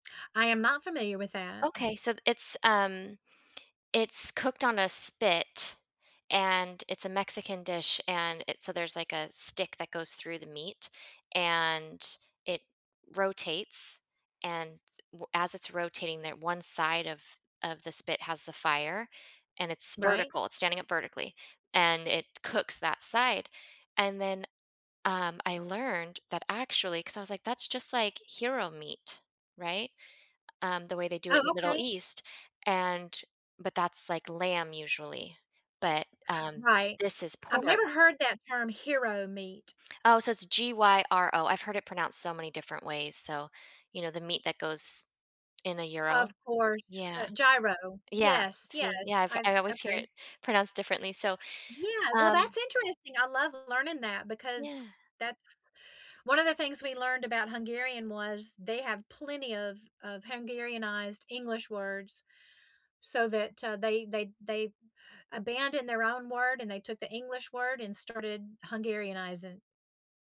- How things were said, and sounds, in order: none
- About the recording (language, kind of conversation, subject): English, unstructured, What local food market or street food best captures the spirit of a place you’ve visited?
- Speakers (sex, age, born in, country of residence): female, 40-44, United States, United States; female, 55-59, United States, United States